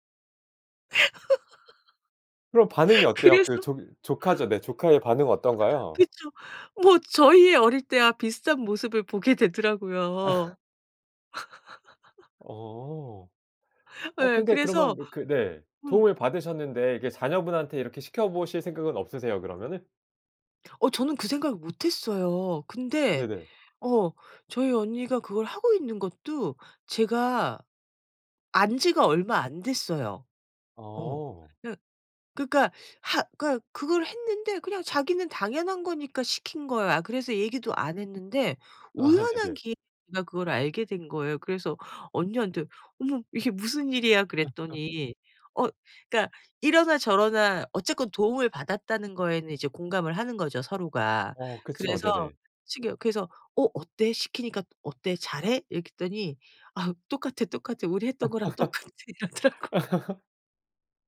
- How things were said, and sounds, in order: laugh; laughing while speaking: "그래서"; laughing while speaking: "그쵸. 뭐"; laugh; laugh; laugh; laughing while speaking: "똑같아. 이러더라고요"; laugh
- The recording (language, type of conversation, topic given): Korean, podcast, 집안에서 대대로 이어져 내려오는 전통에는 어떤 것들이 있나요?